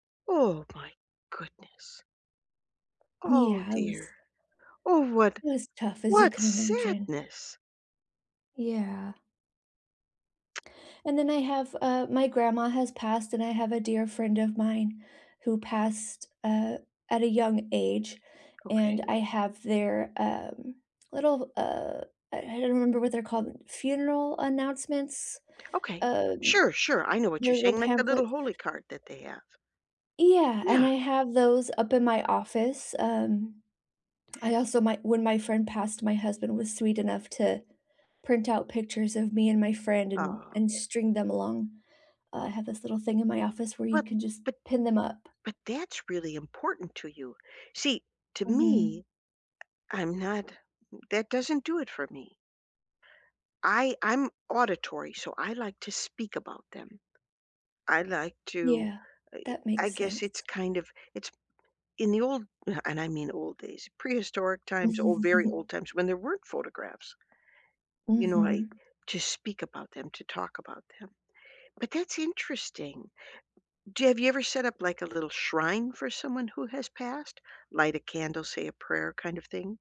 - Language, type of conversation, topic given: English, unstructured, What are some simple ways to remember a loved one who has passed away?
- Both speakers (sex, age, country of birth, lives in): female, 40-44, United States, United States; female, 65-69, United States, United States
- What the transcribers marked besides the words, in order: other background noise; laughing while speaking: "Mhm"; tapping